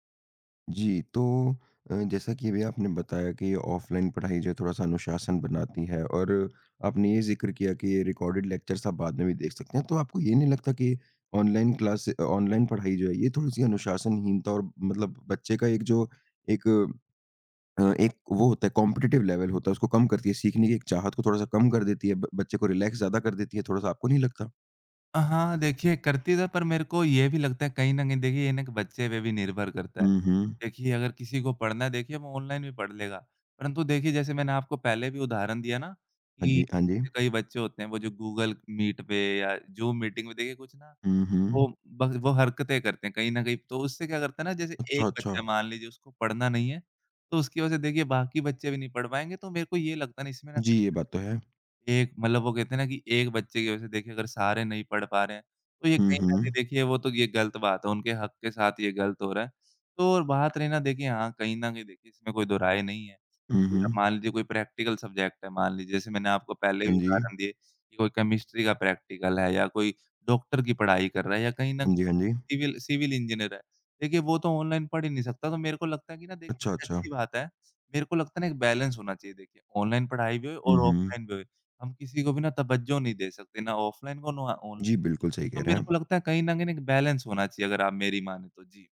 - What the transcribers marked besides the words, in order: in English: "रिकॉर्डेड लेक्चर्स"; in English: "कॉम्पिटिटिव लेवल"; in English: "रिलैक्स"; tapping; in English: "प्रैक्टिकल सब्जेक्ट"; in English: "केमिस्ट्री"; in English: "प्रैक्टिकल"; other background noise; in English: "सिविल सिविल इंजीनियर"; in English: "बैलेंस"; in English: "बैलेंस"
- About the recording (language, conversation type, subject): Hindi, podcast, ऑनलाइन पढ़ाई ने आपकी सीखने की आदतें कैसे बदलीं?